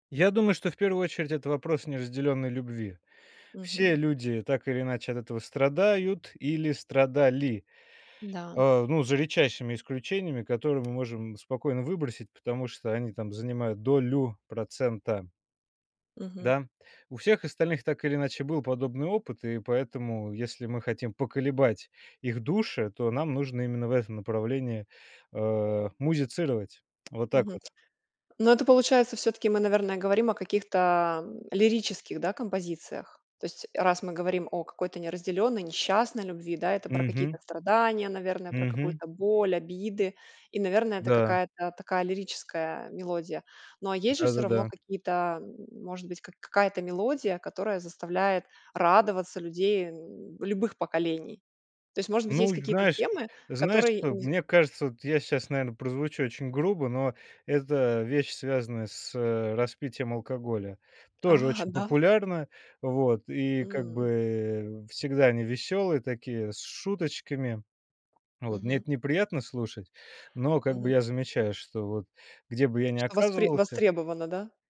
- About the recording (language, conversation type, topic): Russian, podcast, Почему старые песни возвращаются в моду спустя годы?
- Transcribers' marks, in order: tapping; other background noise; swallow